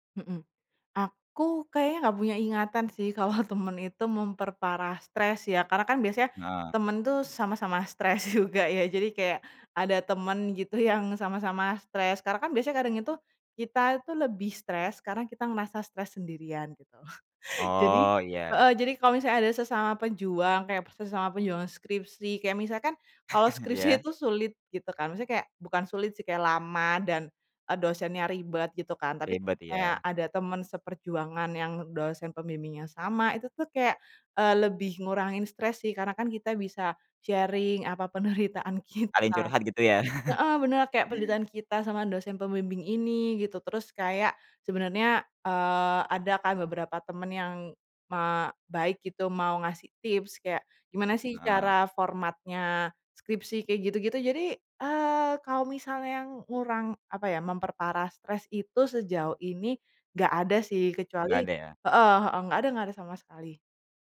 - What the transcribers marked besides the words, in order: laughing while speaking: "kalau"; laughing while speaking: "juga"; chuckle; chuckle; in English: "sharing"; laughing while speaking: "penderitaan"; chuckle
- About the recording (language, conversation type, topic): Indonesian, podcast, Apa yang bisa dilakukan untuk mengurangi stres pada pelajar?